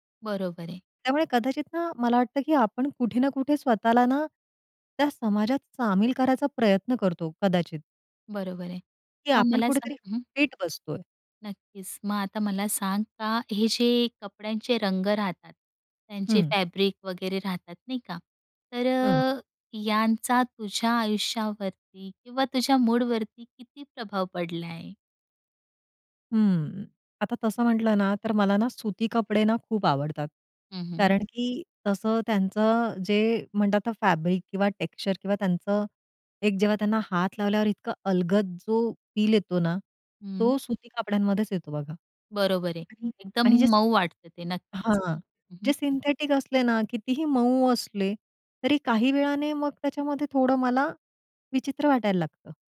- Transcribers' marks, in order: other background noise; tapping; in English: "फॅब्रिक"; in English: "फॅब्रिक"
- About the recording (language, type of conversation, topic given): Marathi, podcast, कपडे निवडताना तुझा मूड किती महत्त्वाचा असतो?